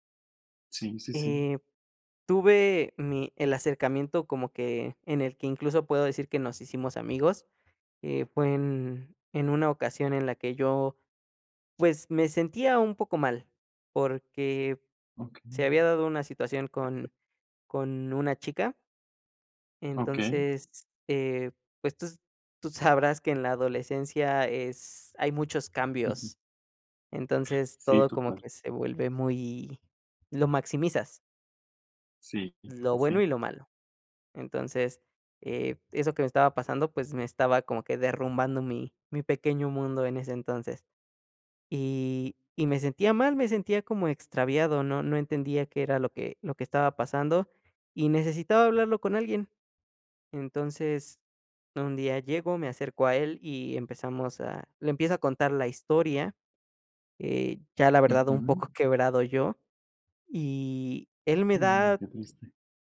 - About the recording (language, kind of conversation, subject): Spanish, podcast, ¿Qué impacto tuvo en tu vida algún profesor que recuerdes?
- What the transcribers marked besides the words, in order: other background noise; laughing while speaking: "sabrás"